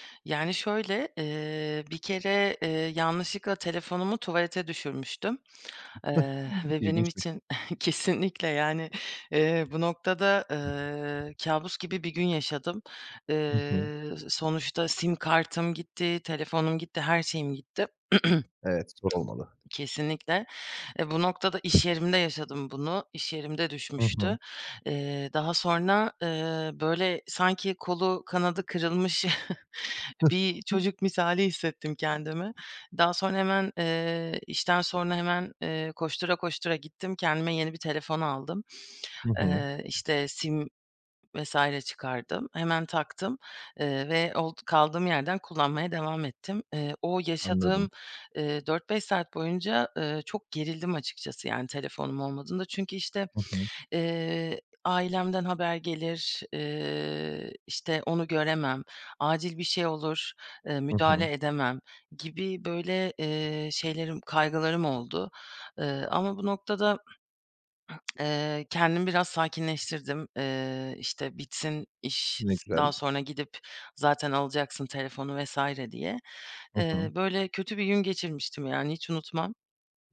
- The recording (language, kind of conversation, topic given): Turkish, podcast, Telefon olmadan bir gün geçirsen sence nasıl olur?
- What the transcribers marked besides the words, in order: tapping; chuckle; scoff; other background noise; throat clearing; chuckle; throat clearing